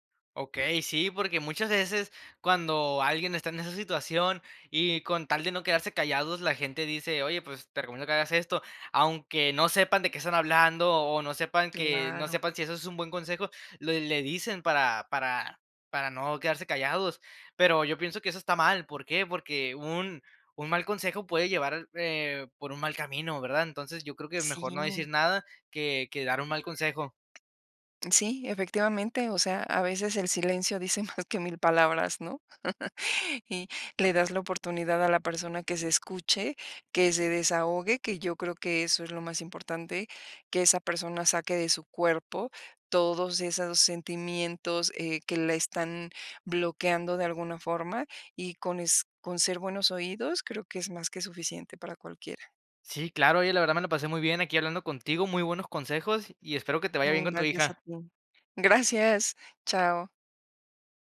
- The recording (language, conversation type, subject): Spanish, podcast, ¿Qué tipo de historias te ayudan a conectar con la gente?
- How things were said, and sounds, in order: tapping; laughing while speaking: "dice más"; laugh